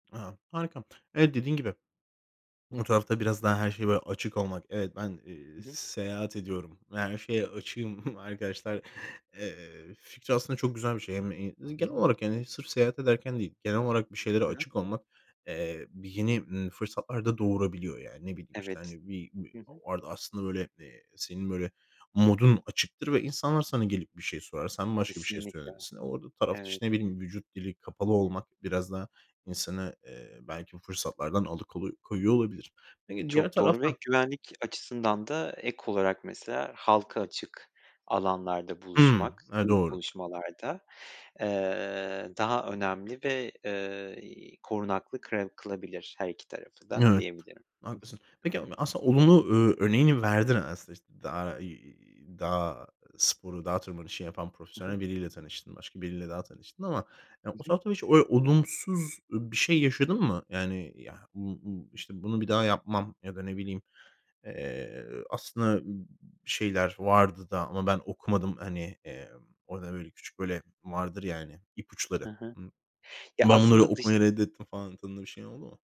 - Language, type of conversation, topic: Turkish, podcast, Yalnız seyahat ederken yeni insanlarla nasıl tanışılır?
- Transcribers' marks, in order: chuckle